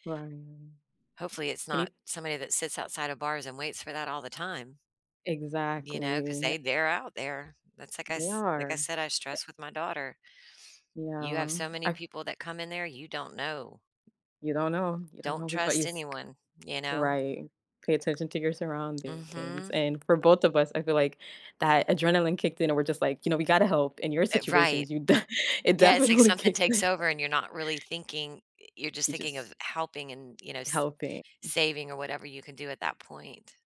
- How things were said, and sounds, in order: tapping; unintelligible speech; laughing while speaking: "you d it definitely kicked in"
- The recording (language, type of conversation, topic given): English, unstructured, How can I learn from accidentally helping someone?